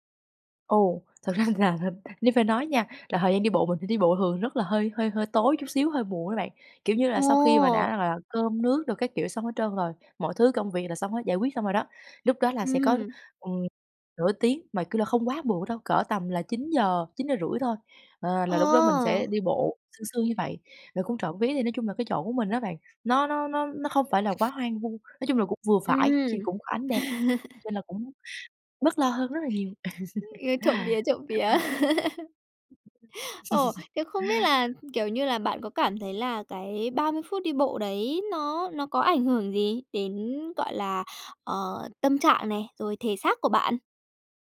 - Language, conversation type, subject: Vietnamese, podcast, Nếu chỉ có 30 phút rảnh, bạn sẽ làm gì?
- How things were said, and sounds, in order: tapping; laughing while speaking: "thật ra là"; other background noise; laugh; laugh; laugh